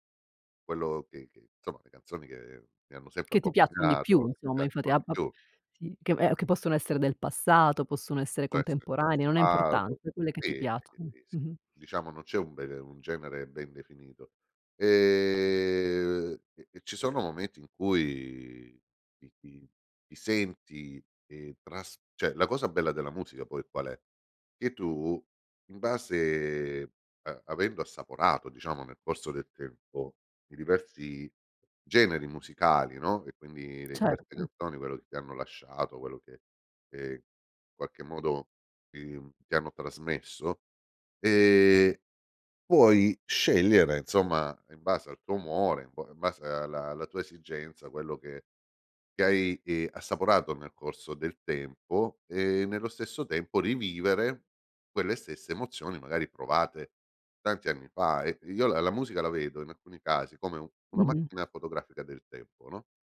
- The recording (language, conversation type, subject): Italian, podcast, Quale canzone ti riporta subito indietro nel tempo, e perché?
- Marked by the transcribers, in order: unintelligible speech; other background noise; unintelligible speech; unintelligible speech; drawn out: "E"; drawn out: "cui"; drawn out: "base"; drawn out: "ehm"